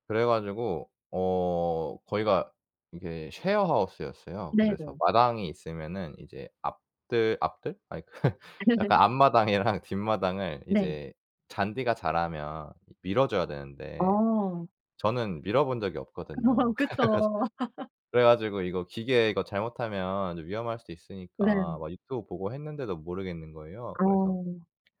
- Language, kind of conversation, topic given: Korean, podcast, 현지에서 도움을 받아 고마웠던 기억이 있나요?
- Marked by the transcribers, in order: laugh; laughing while speaking: "앞마당이랑"; laugh; laughing while speaking: "그래가지"; laugh; laughing while speaking: "그쵸"; laugh